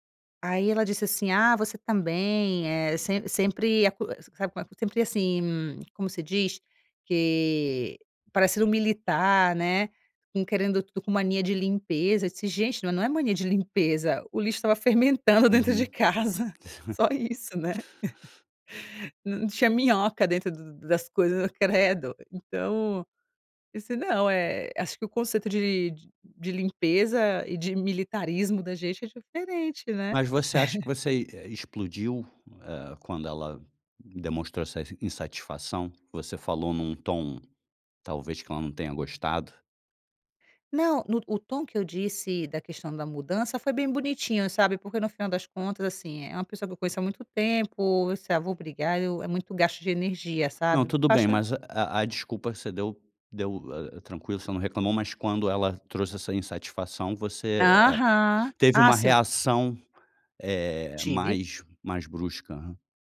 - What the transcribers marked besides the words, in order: chuckle; laughing while speaking: "dentro de casa. Só isso, né?"; chuckle; giggle
- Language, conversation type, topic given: Portuguese, advice, Como devo confrontar um amigo sobre um comportamento incômodo?